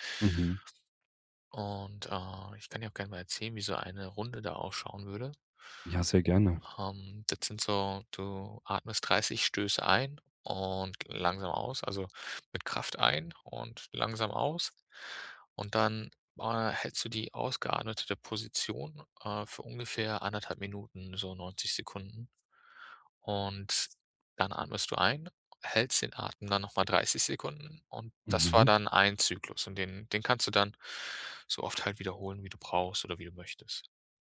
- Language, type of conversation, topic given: German, podcast, Wie nutzt du 15-Minuten-Zeitfenster sinnvoll?
- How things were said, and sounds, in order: "ausgeatmetete" said as "ausgeatmete"